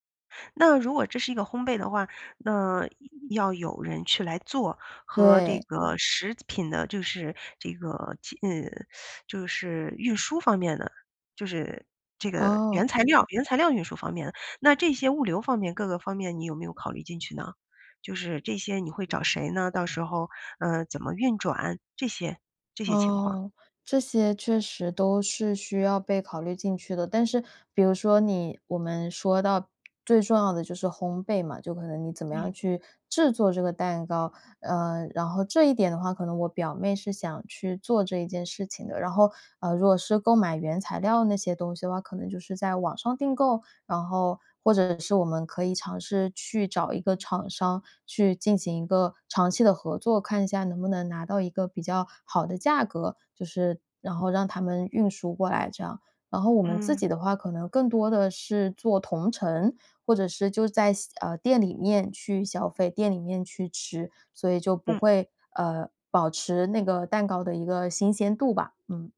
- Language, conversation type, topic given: Chinese, advice, 我因为害怕经济失败而不敢创业或投资，该怎么办？
- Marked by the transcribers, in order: other noise; teeth sucking; other background noise